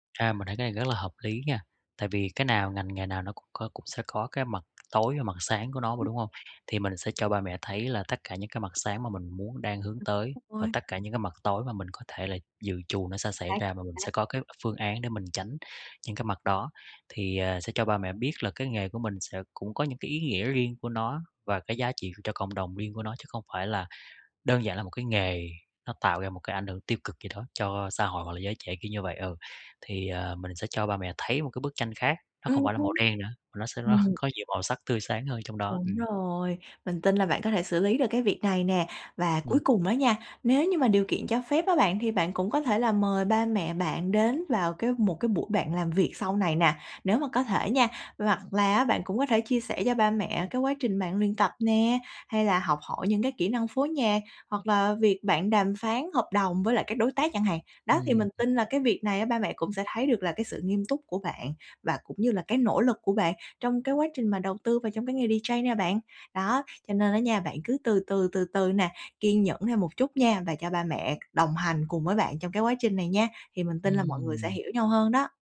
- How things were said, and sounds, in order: tapping; other background noise; unintelligible speech; chuckle; in English: "D-J"
- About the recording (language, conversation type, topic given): Vietnamese, advice, Làm thế nào để nói chuyện với gia đình khi họ phê bình quyết định chọn nghề hoặc việc học của bạn?